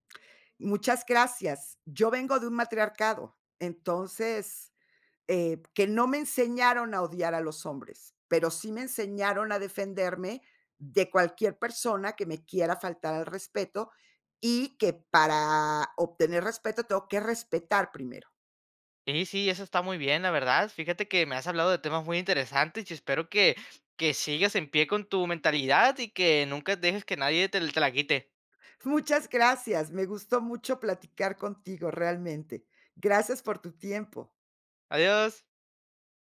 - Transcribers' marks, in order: none
- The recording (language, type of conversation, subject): Spanish, podcast, ¿Qué haces para que alguien se sienta entendido?